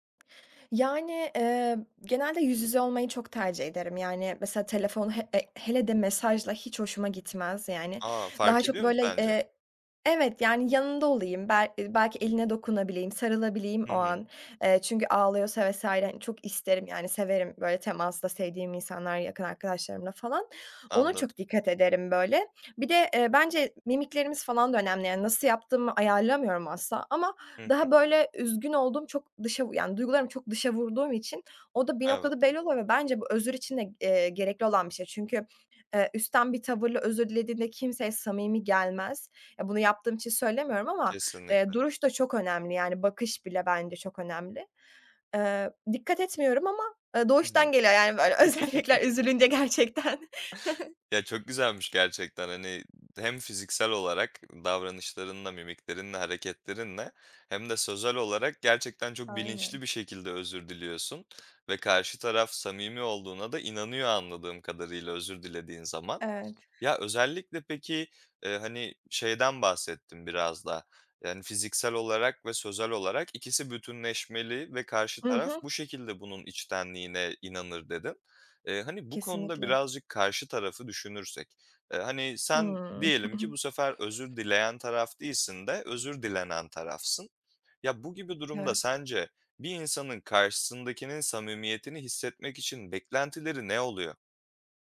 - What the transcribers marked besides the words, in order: laughing while speaking: "yani, böyle özellikler üzülünce gerçekten"; giggle; chuckle; giggle
- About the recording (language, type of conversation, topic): Turkish, podcast, Birine içtenlikle nasıl özür dilersin?